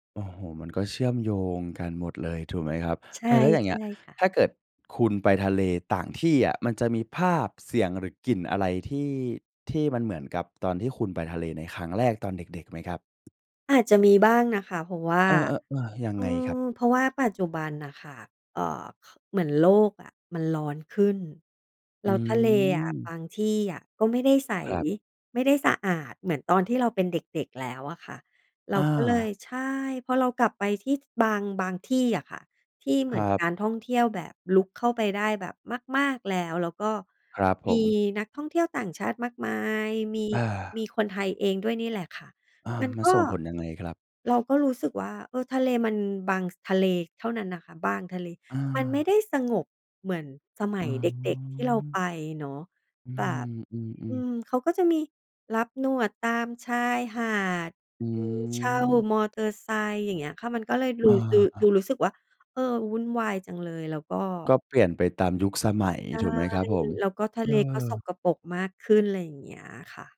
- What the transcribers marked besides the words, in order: tapping; drawn out: "อ๋อ"
- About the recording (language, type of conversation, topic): Thai, podcast, ท้องทะเลที่เห็นครั้งแรกส่งผลต่อคุณอย่างไร?